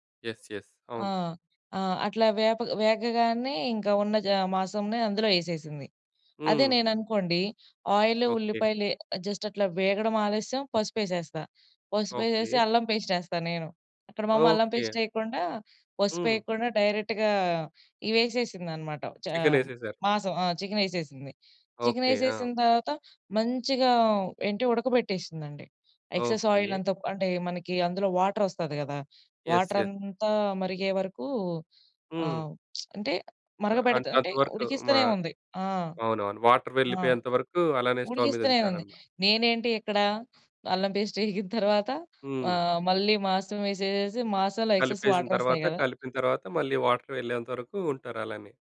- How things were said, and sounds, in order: in English: "యెస్. యెస్"; in English: "ఆయిల్"; in English: "జస్ట్"; in English: "డైరెక్ట్‌గా"; in English: "ఎక్సెస్ ఆయిల్"; in English: "యెస్. యెస్"; lip smack; in English: "స్టవ్"; laughing while speaking: "అల్లం పెస్టెగిన తరువాత"; in English: "ఎక్సెస్"; in English: "వాటర్"
- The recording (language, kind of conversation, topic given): Telugu, podcast, అమ్మ వండిన వంటల్లో మీకు ఇప్పటికీ మర్చిపోలేని రుచి ఏది?